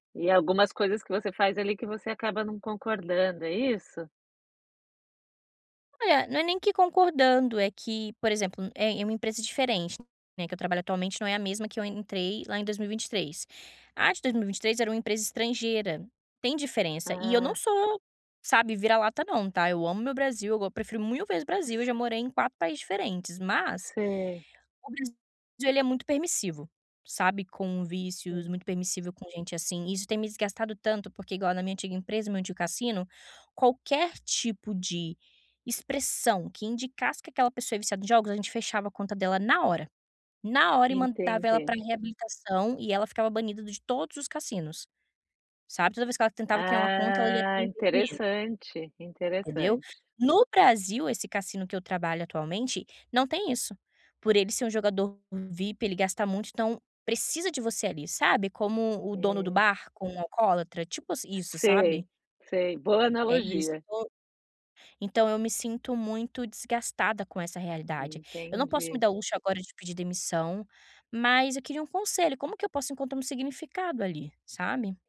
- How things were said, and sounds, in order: tapping; other background noise; drawn out: "Ah"
- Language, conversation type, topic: Portuguese, advice, Como posso encontrar mais significado no meu trabalho diário quando ele parece repetitivo e sem propósito?